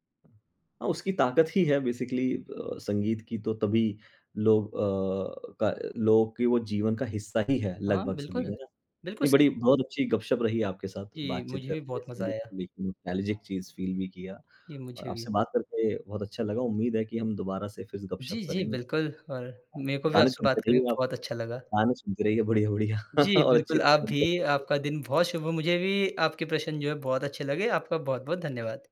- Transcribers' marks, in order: in English: "बेसीकली"; in English: "नोस्टालजिक"; in English: "फील"; chuckle; tapping; unintelligible speech
- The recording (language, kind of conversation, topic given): Hindi, podcast, संगीत सुनने से आपका मूड कैसे बदल जाता है?